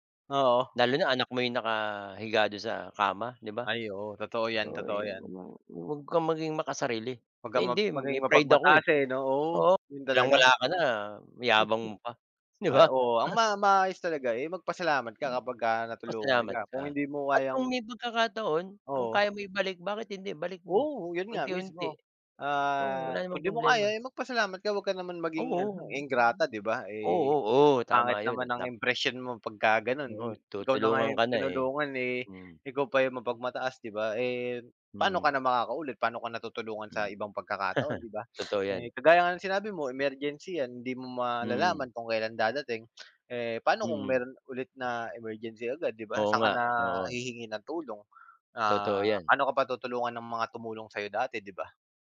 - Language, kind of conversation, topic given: Filipino, unstructured, Paano mo hinaharap ang stress kapag kapos ka sa pera?
- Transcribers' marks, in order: chuckle; cough; other background noise; chuckle; sniff